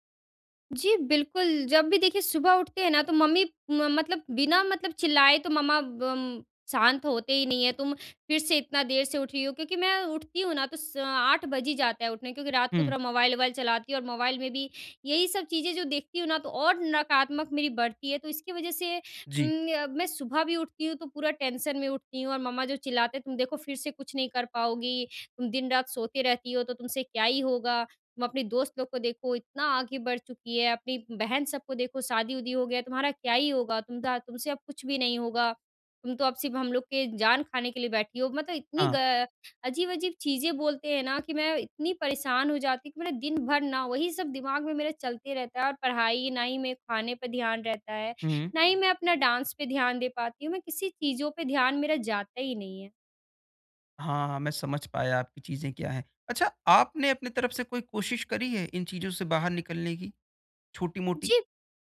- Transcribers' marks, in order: in English: "टेंशन"; in English: "डांस"
- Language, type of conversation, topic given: Hindi, advice, मैं अपने नकारात्मक पैटर्न को पहचानकर उन्हें कैसे तोड़ सकता/सकती हूँ?
- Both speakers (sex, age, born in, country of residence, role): female, 20-24, India, India, user; male, 20-24, India, India, advisor